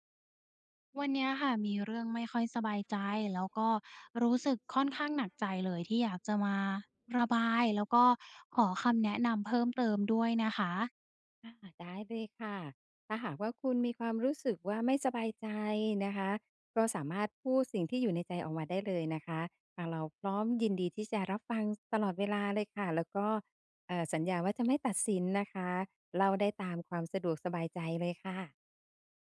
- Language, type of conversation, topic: Thai, advice, ทำไมฉันถึงรู้สึกผิดเวลาให้ตัวเองได้พักผ่อน?
- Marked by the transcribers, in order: none